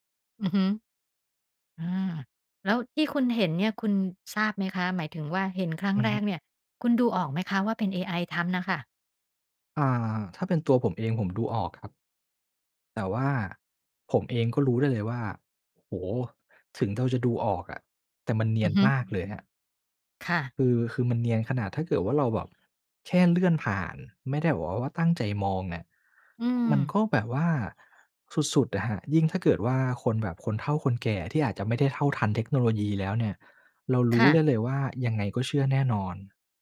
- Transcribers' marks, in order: none
- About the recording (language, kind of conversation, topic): Thai, podcast, การแชร์ข่าวที่ยังไม่ได้ตรวจสอบสร้างปัญหาอะไรบ้าง?